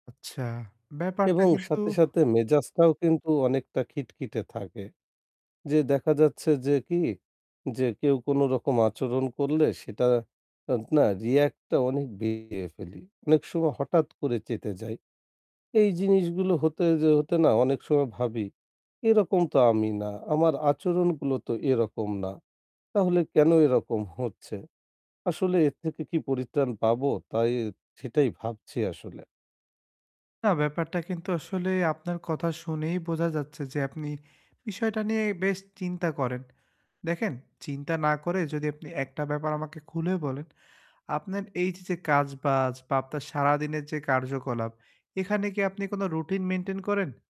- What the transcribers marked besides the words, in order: static; other background noise; distorted speech
- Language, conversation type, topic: Bengali, advice, আমি কীভাবে রাতে ভালো ঘুমিয়ে সকালে সতেজভাবে উঠতে পারি?